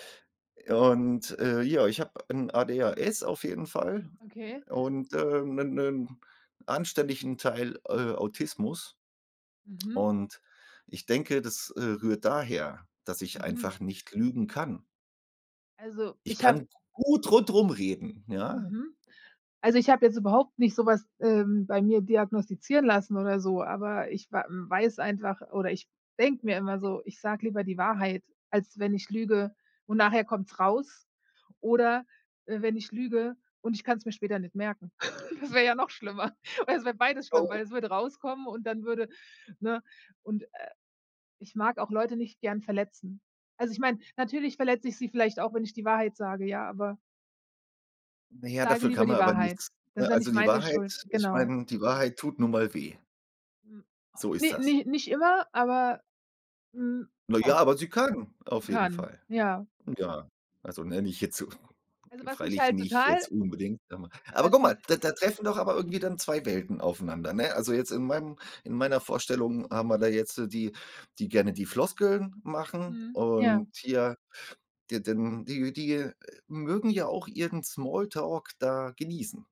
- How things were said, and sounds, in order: joyful: "gut"; other background noise; chuckle; laughing while speaking: "schlimmer"; other noise; stressed: "können"; laughing while speaking: "so"; unintelligible speech
- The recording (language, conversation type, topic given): German, unstructured, Was bedeutet Ehrlichkeit für dich im Alltag?